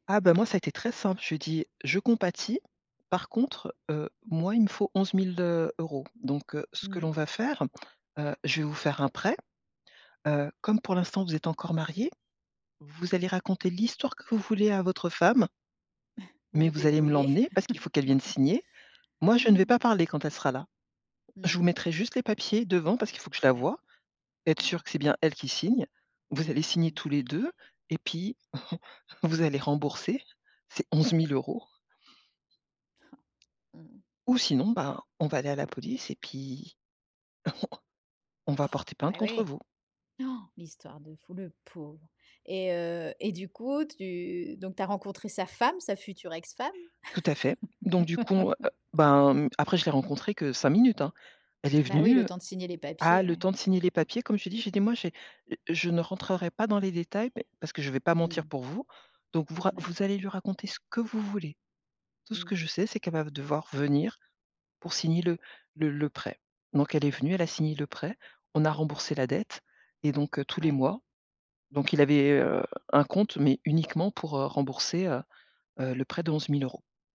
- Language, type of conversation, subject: French, podcast, Quelle est l’erreur professionnelle dont tu as le plus appris ?
- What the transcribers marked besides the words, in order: other background noise; sigh; chuckle; chuckle; laughing while speaking: "on"; sigh; surprised: "Han !"; stressed: "pauvre"; stressed: "femme"; laugh